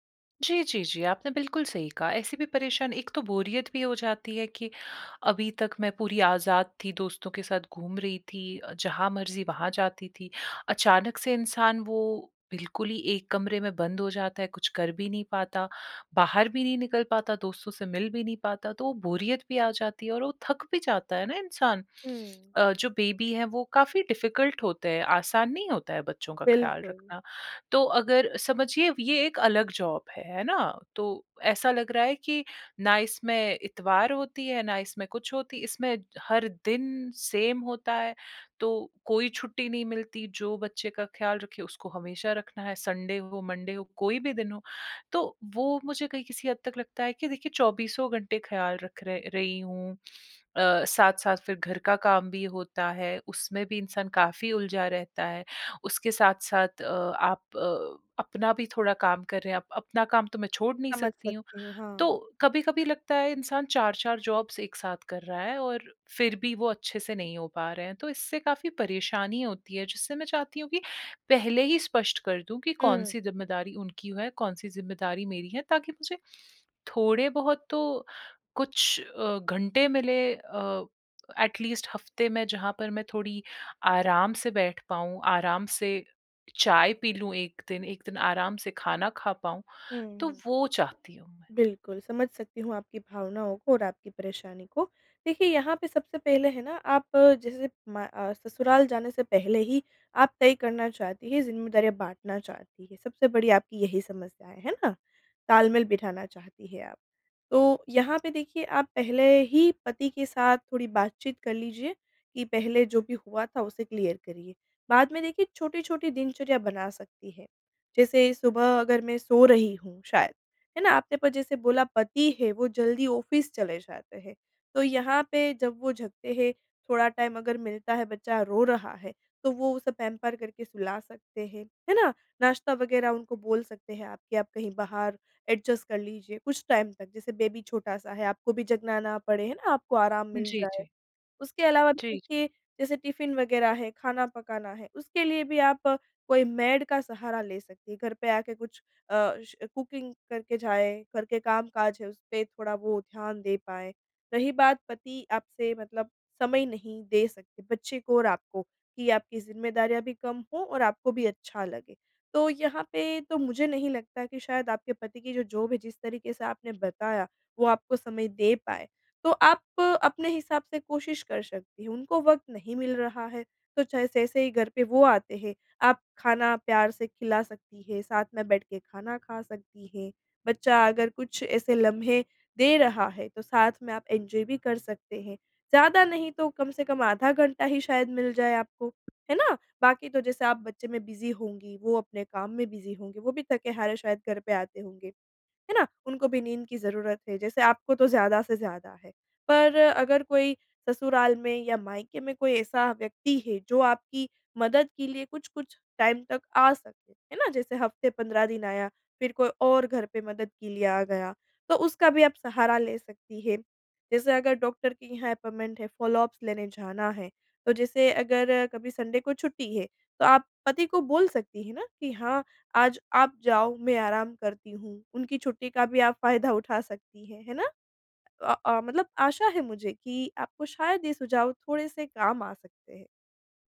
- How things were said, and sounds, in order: lip smack; in English: "बेबी"; in English: "डिफ़िकल्ट"; in English: "जॉब"; in English: "सेम"; in English: "संडे"; in English: "मंडे"; in English: "जॉब्स"; in English: "एैट लीस्ट"; in English: "क्लियर"; in English: "ऑफ़िस"; in English: "टाइम"; in English: "पैंपर"; in English: "एडजस्ट"; in English: "टाइम"; in English: "बेबी"; in English: "मेड"; in English: "कुकिंग"; in English: "जॉब"; in English: "एन्जॉय"; in English: "बिज़ी"; in English: "टाइम"; in English: "अपॉइंटमेंट"; in English: "फ़ॉलोअप्स"; in English: "संडे"; laughing while speaking: "फ़ायदा उठा"
- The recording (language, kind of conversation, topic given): Hindi, advice, बच्चे के जन्म के बाद आप नए माता-पिता की जिम्मेदारियों के साथ तालमेल कैसे बिठा रहे हैं?